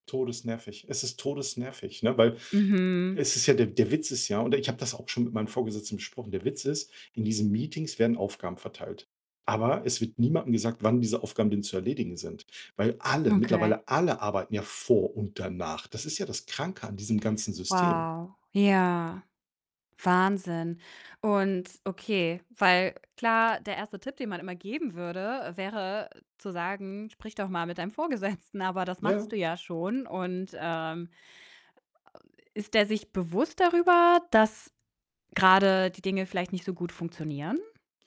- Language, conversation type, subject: German, advice, Wie kann ich feste Zeiten zum konzentrierten Arbeiten gegenüber Meetings besser durchsetzen?
- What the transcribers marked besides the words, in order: distorted speech; laughing while speaking: "Vorgesetzten"